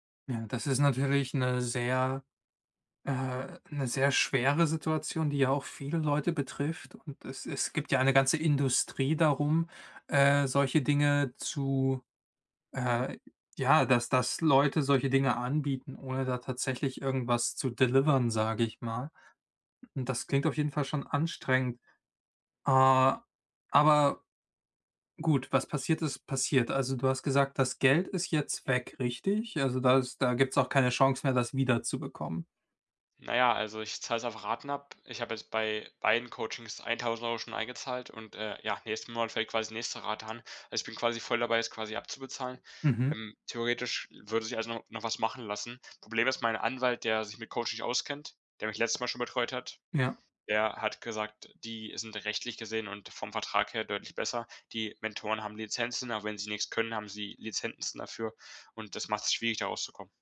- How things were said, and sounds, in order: in English: "delivern"; other background noise; tapping
- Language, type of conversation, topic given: German, advice, Wie kann ich einen Mentor finden und ihn um Unterstützung bei Karrierefragen bitten?